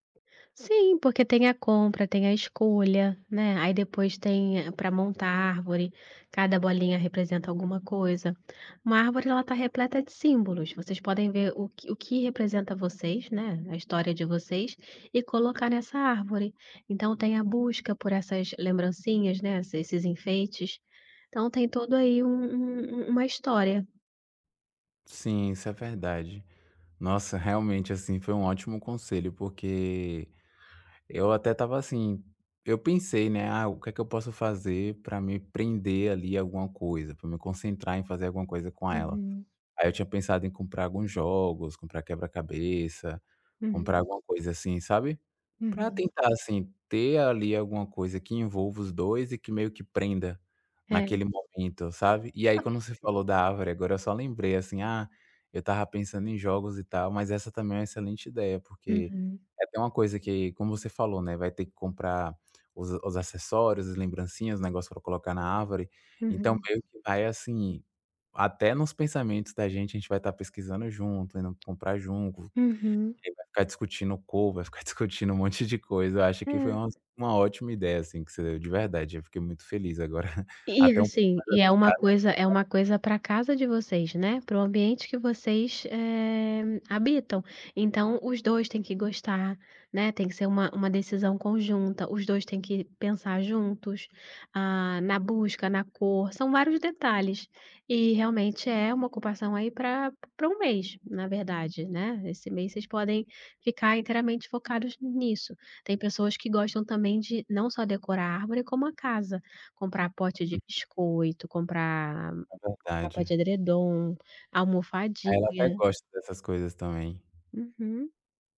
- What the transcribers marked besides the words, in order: tapping; unintelligible speech; laughing while speaking: "discutindo um monte de coisa"; unintelligible speech; other background noise
- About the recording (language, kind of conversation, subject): Portuguese, advice, Como posso equilibrar trabalho e vida pessoal para ter mais tempo para a minha família?